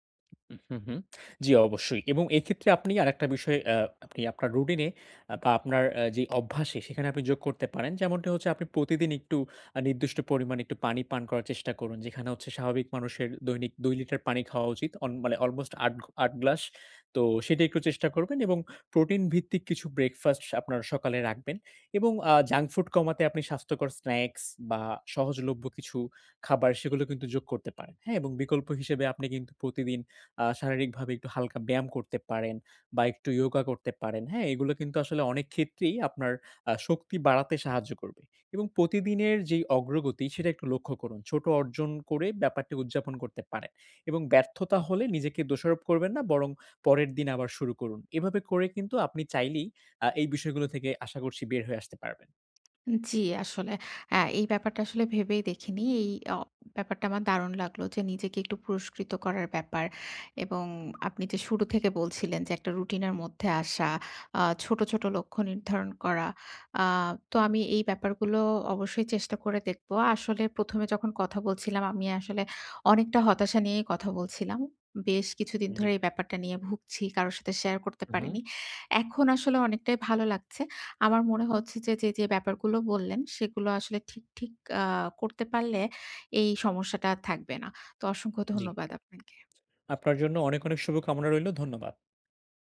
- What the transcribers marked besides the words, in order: tapping; in English: "জাঙ্ক ফুড"; in English: "স্ন্যাক্স"; other background noise; in English: "ইয়োগা"; "প্রতিদিনের" said as "পতিদিনের"
- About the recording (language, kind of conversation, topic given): Bengali, advice, কীভাবে আমি আমার অভ্যাসগুলোকে আমার পরিচয়ের সঙ্গে সামঞ্জস্য করব?